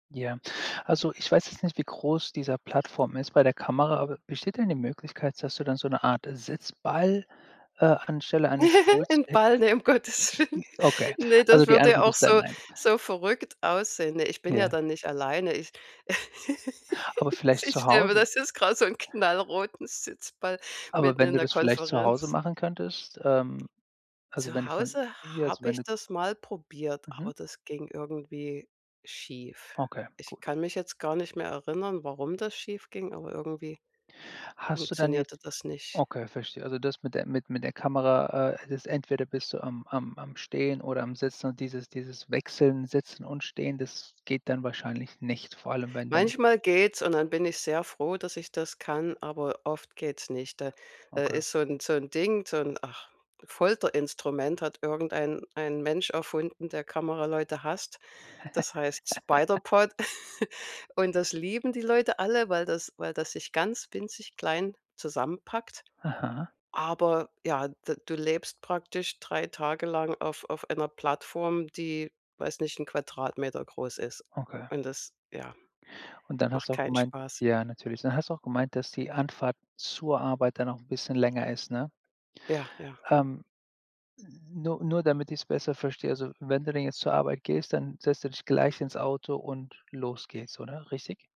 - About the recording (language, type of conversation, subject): German, advice, Wie kann ich mehr Bewegung in meinen Alltag bringen, wenn ich den ganzen Tag sitze?
- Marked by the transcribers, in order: laugh; laughing while speaking: "'N Ball, ne, um Gottes willen"; giggle; laughing while speaking: "ich stelle mir, das ist grad so 'n knallroten Sitzball"; other background noise; joyful: "Konferenz"; stressed: "nicht"; giggle; chuckle; stressed: "zur"